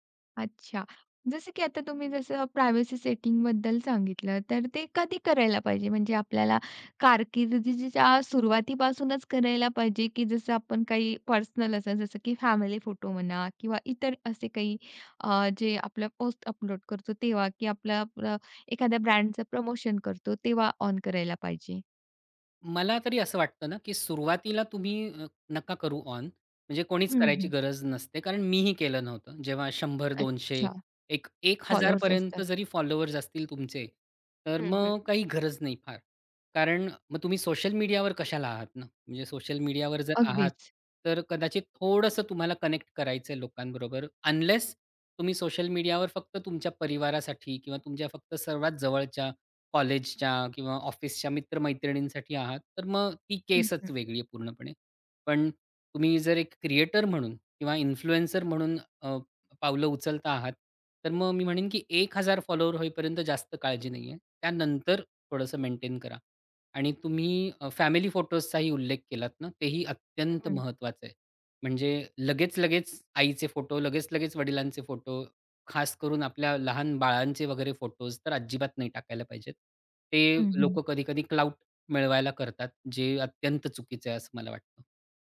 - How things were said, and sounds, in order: in English: "प्रायव्हसी"; in English: "फॉलोवर्स"; in English: "फॉलोवर्स"; tapping; in English: "कनेक्ट"; in English: "अनलेस"; in English: "इन्फ्लुएन्सर"; in English: "फॉलोवर्स"; in English: "क्लाउट"
- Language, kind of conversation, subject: Marathi, podcast, प्रभावकाने आपली गोपनीयता कशी जपावी?